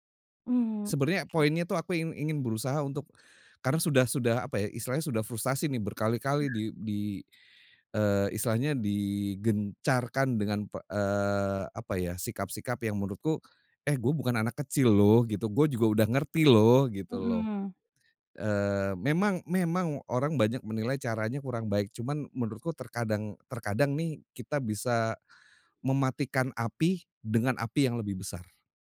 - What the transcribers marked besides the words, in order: other background noise
- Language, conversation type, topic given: Indonesian, podcast, Bagaimana kamu membedakan kejujuran yang baik dengan kejujuran yang menyakitkan?